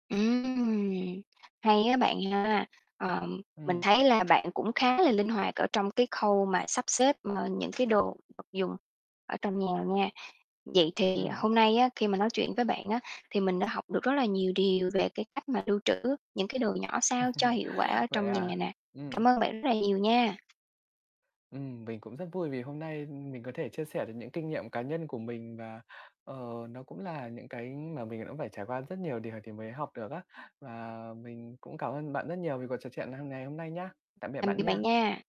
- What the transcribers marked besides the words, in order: distorted speech; mechanical hum; other background noise; tapping; chuckle; static
- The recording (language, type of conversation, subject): Vietnamese, podcast, Bạn tối ưu hóa không gian lưu trữ nhỏ như thế nào để đạt hiệu quả cao nhất?